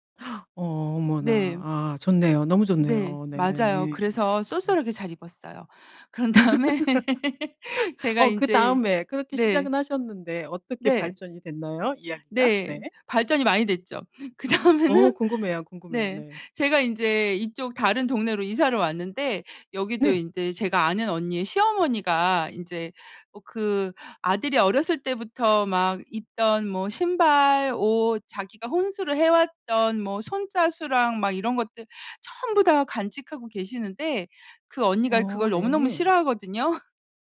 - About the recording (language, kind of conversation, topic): Korean, podcast, 중고 옷이나 빈티지 옷을 즐겨 입으시나요? 그 이유는 무엇인가요?
- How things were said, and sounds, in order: gasp; tapping; other background noise; laugh; laughing while speaking: "다음에"; laugh; laughing while speaking: "그다음에는"; laugh